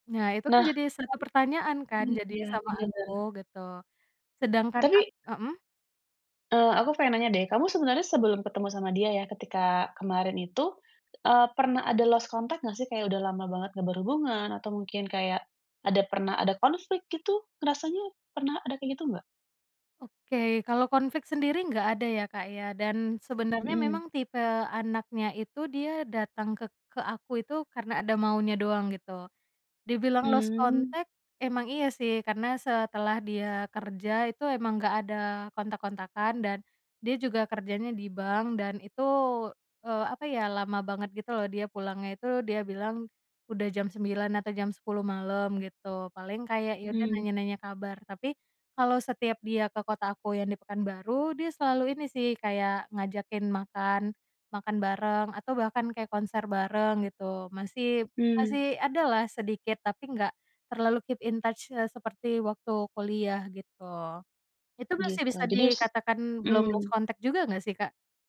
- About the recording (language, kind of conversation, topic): Indonesian, podcast, Bagaimana sikapmu saat teman sibuk bermain ponsel ketika sedang mengobrol?
- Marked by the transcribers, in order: other background noise; in English: "lost contact"; in English: "lost contact"; in English: "keep in touch"; in English: "lost contact"